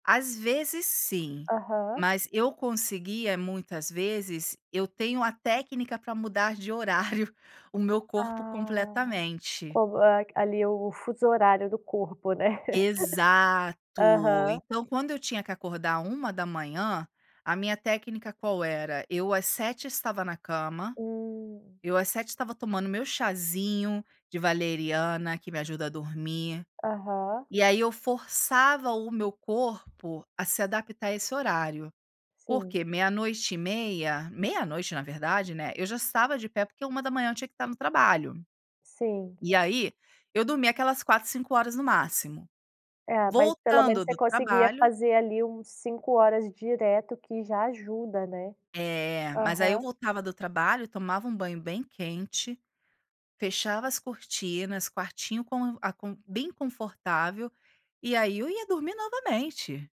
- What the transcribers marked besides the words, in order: laughing while speaking: "horário"; giggle
- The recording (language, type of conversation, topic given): Portuguese, podcast, Quando vale a pena tirar um cochilo?